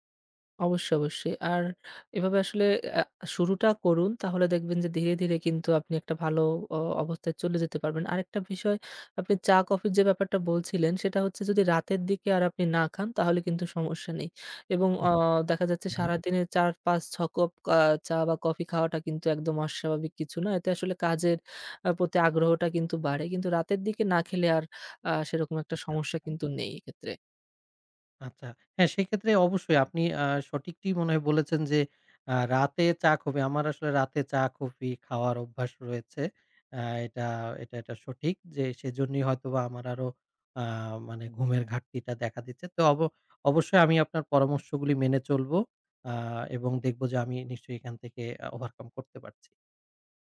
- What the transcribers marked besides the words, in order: other background noise; tapping
- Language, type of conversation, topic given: Bengali, advice, ঘুমের ঘাটতি এবং ক্রমাগত অতিরিক্ত উদ্বেগ সম্পর্কে আপনি কেমন অনুভব করছেন?